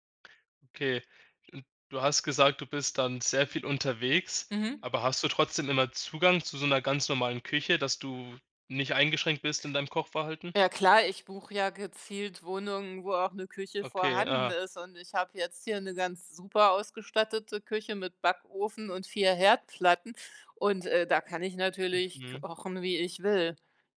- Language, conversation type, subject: German, podcast, Wie baust du im Alltag ganz einfach mehr Gemüse in deine Gerichte ein?
- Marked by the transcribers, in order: tapping